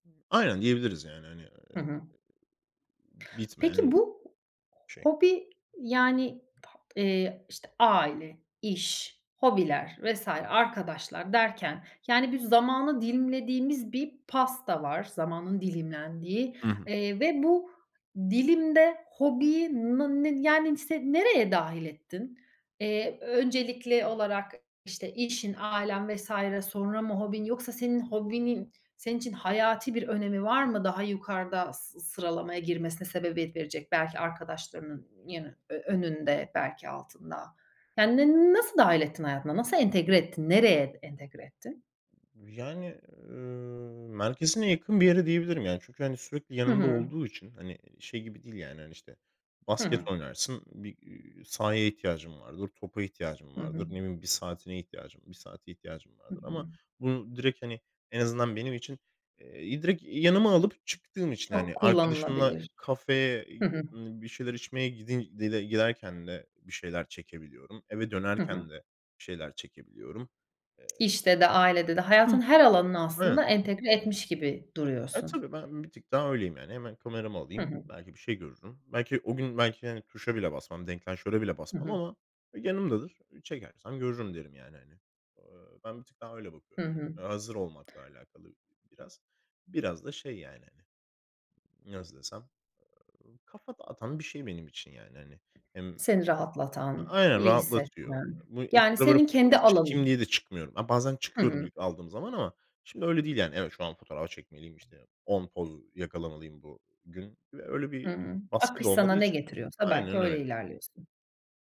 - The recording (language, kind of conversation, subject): Turkish, podcast, Bir hobiye nasıl başladın, hikâyesini anlatır mısın?
- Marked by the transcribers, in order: other background noise; unintelligible speech